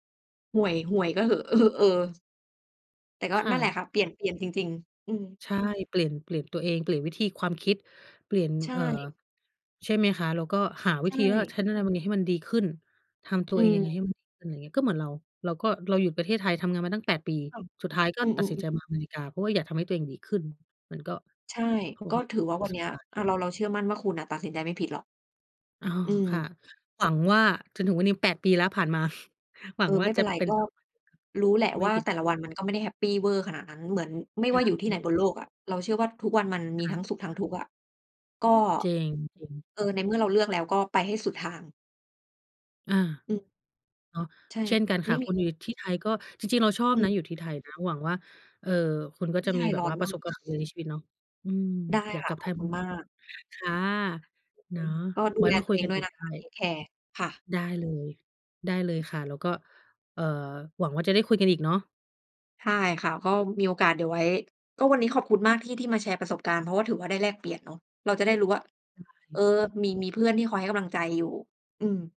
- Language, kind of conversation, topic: Thai, unstructured, ถ้าคนรอบข้างไม่สนับสนุนความฝันของคุณ คุณจะทำอย่างไร?
- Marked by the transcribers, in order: other background noise; laughing while speaking: "อ๋อ"; chuckle; unintelligible speech; tapping; other noise